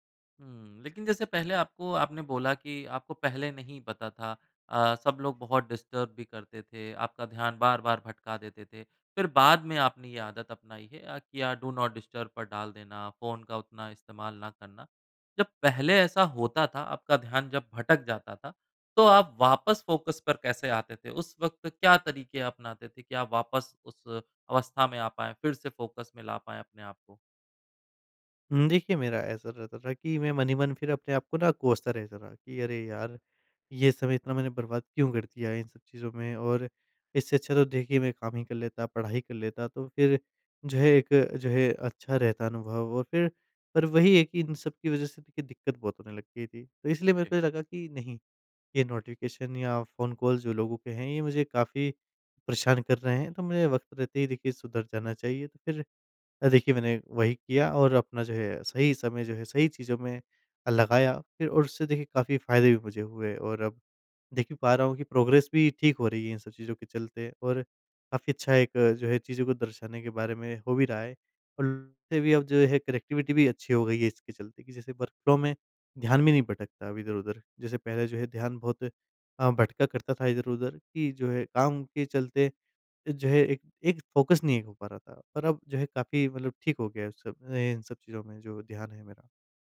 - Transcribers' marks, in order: in English: "डिस्टर्ब"; in English: "डू नॉट डिस्टर्ब"; in English: "फ़ोकस"; in English: "फ़ोकस"; in English: "नोटिफ़िकेशन"; in English: "प्रोग्रेस"; in English: "कनेक्टिविटी"; in English: "वर्क फ्लो"; in English: "फ़ोकस"
- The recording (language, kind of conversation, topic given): Hindi, podcast, फोन और नोटिफिकेशन से ध्यान भटकने से आप कैसे बचते हैं?